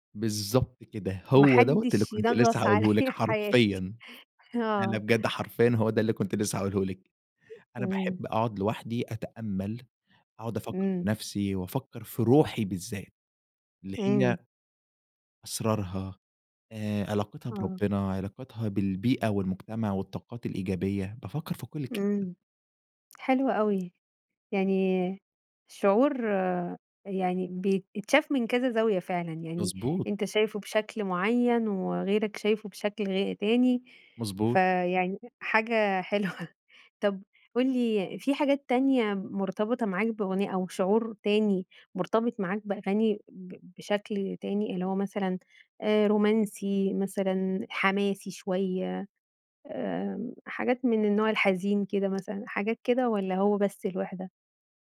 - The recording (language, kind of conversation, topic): Arabic, podcast, إيه دور الذكريات في حبّك لأغاني معيّنة؟
- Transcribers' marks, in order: laughing while speaking: "عليَّ حياتي"; laughing while speaking: "حلوة"